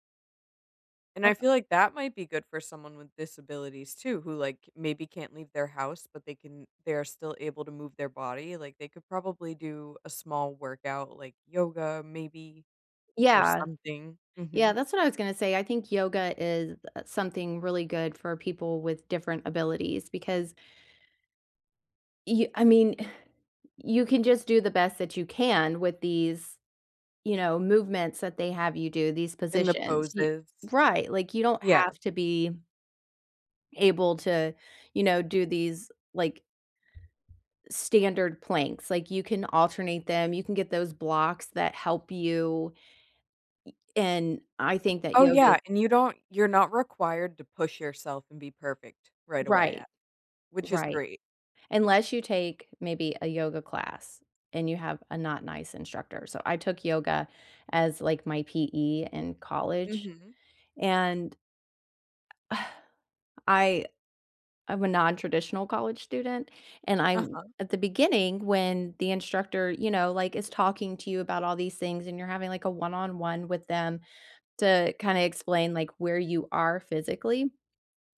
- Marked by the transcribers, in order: sigh; tapping; sigh
- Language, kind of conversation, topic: English, unstructured, How can I make my gym welcoming to people with different abilities?